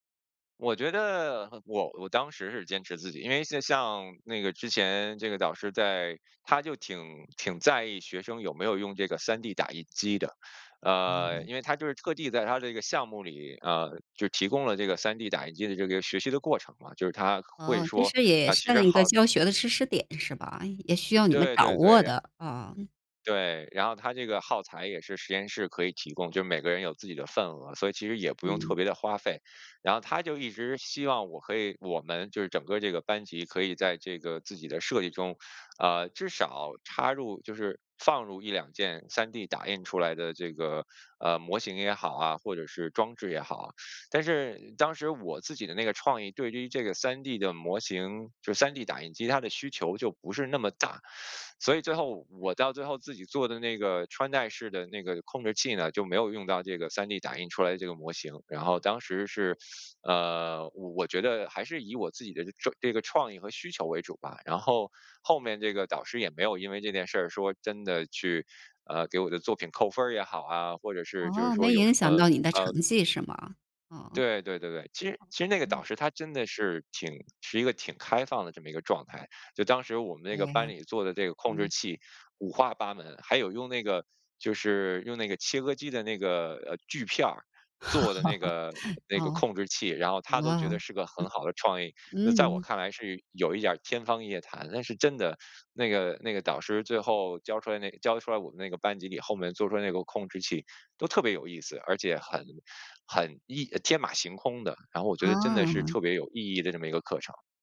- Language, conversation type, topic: Chinese, podcast, 你是怎样把导师的建议落地执行的?
- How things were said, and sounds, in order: unintelligible speech; tapping; unintelligible speech; other background noise; chuckle; chuckle